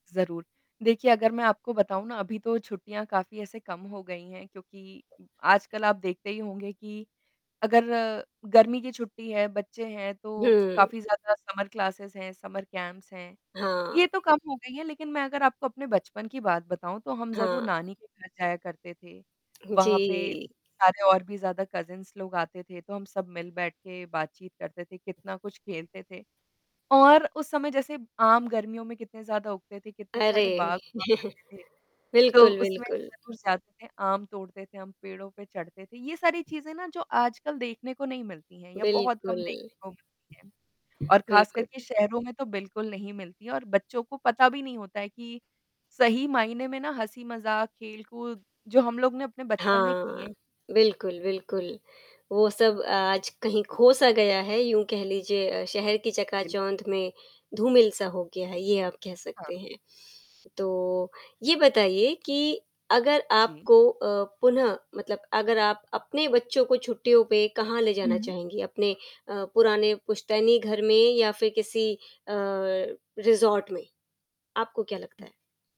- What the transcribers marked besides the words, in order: static; in English: "समर क्लासेस"; in English: "समर कैंप्स"; distorted speech; in English: "कज़िन्स"; chuckle; other background noise; in English: "रिसॉर्ट"
- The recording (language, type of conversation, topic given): Hindi, podcast, छुट्टियों और त्योहारों में पारिवारिक रिवाज़ क्यों मायने रखते हैं?